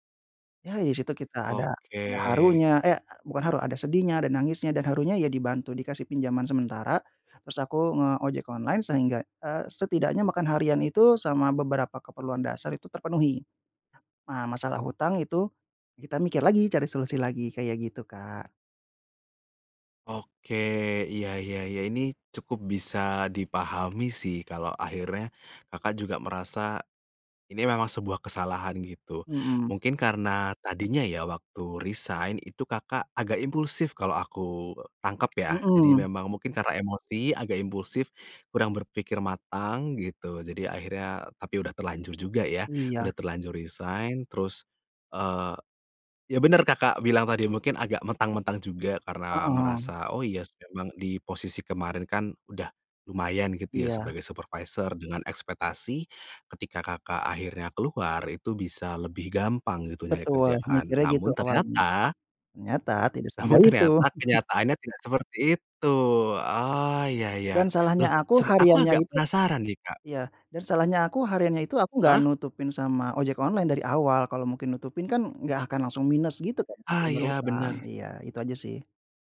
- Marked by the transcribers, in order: in English: "resign"; in English: "resign"; tapping
- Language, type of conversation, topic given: Indonesian, podcast, Bagaimana kamu belajar memaafkan diri sendiri setelah membuat kesalahan besar?